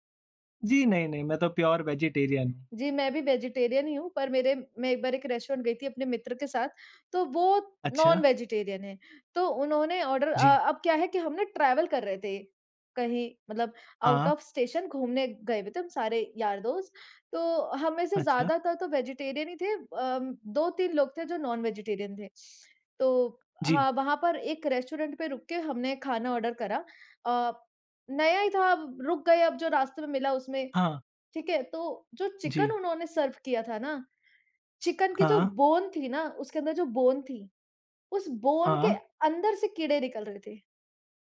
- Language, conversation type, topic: Hindi, unstructured, क्या आपको कभी खाना खाते समय उसमें कीड़े या गंदगी मिली है?
- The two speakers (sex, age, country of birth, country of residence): female, 25-29, India, India; female, 25-29, India, India
- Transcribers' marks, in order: in English: "प्योर वेजेटेरियन"; in English: "वेजिटेरियन"; in English: "नॉन-वेजिटेरियन"; in English: "ऑर्डर"; in English: "ट्रैवल"; in English: "आउट ऑफ़ स्टेशन"; in English: "वेजिटेरियन"; in English: "नॉन-वेजिटेरियन"; in English: "ऑर्डर"; in English: "सर्व"; in English: "बोन"; in English: "बोन"; in English: "बोन"